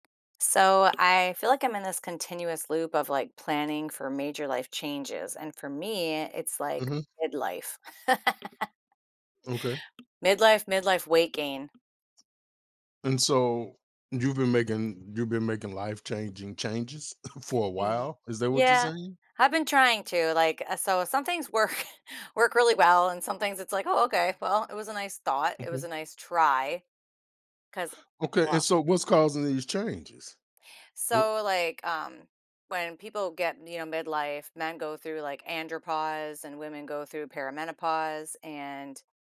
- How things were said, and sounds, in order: tapping; laugh; other background noise; chuckle; laughing while speaking: "work"
- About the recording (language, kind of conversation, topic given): English, advice, How can I plan and stay grounded while navigating a major life change?
- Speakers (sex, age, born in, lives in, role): female, 55-59, United States, United States, user; male, 50-54, United States, United States, advisor